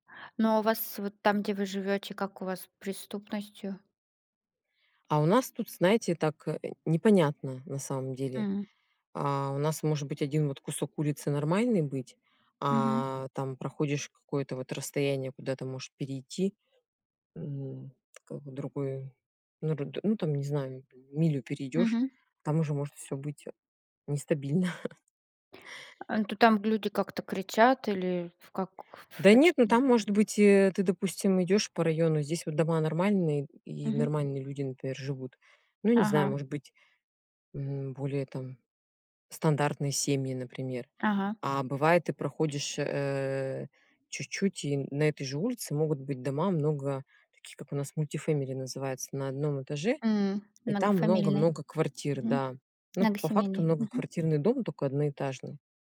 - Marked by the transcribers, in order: tapping; chuckle; other noise; in English: "multi-family"
- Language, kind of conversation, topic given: Russian, unstructured, Почему, по-вашему, люди боятся выходить на улицу вечером?